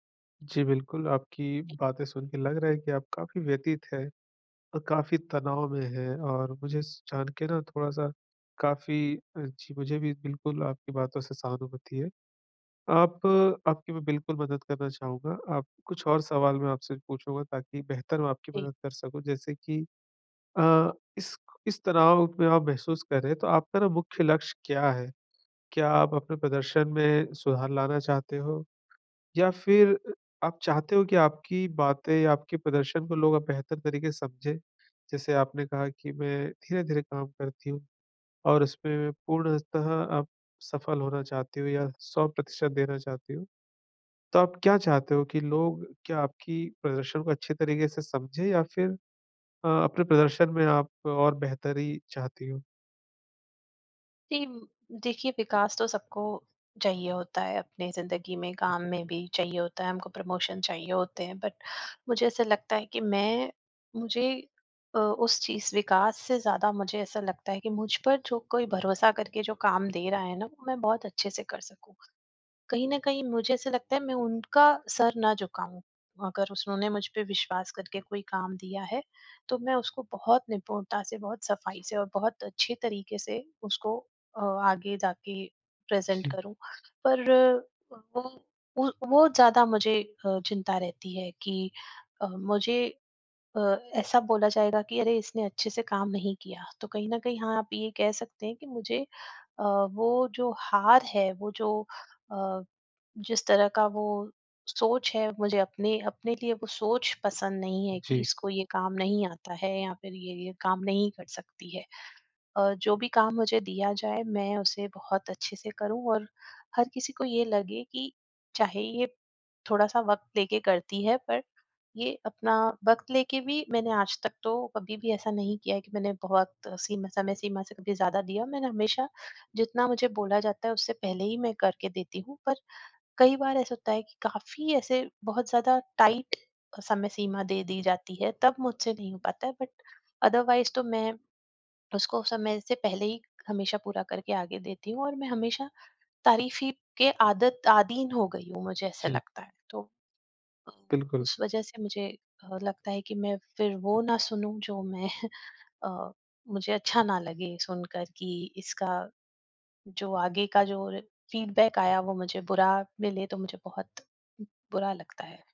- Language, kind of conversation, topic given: Hindi, advice, प्रदर्शन में ठहराव के बाद फिर से प्रेरणा कैसे पाएं?
- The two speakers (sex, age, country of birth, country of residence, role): female, 45-49, India, India, user; male, 35-39, India, India, advisor
- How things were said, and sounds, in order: other background noise; in English: "प्रमोशन"; in English: "बट"; in English: "प्रेज़ेंट"; in English: "टाइट"; in English: "बट अदरवाइज़"; "तारीफ" said as "तारीफी"; laughing while speaking: "मैं"; in English: "फ़ीडबैक"